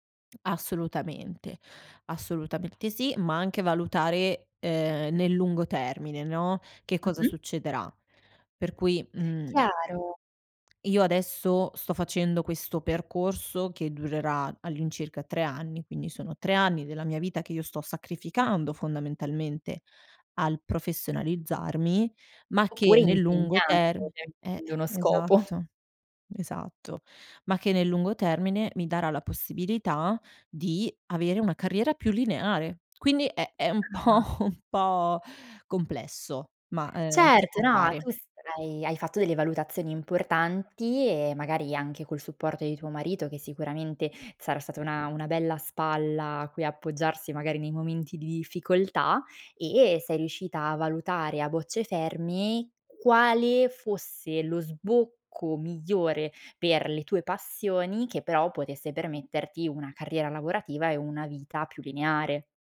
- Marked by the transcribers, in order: unintelligible speech; laughing while speaking: "po'"; other background noise
- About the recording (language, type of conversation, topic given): Italian, podcast, Qual è il primo passo per ripensare la propria carriera?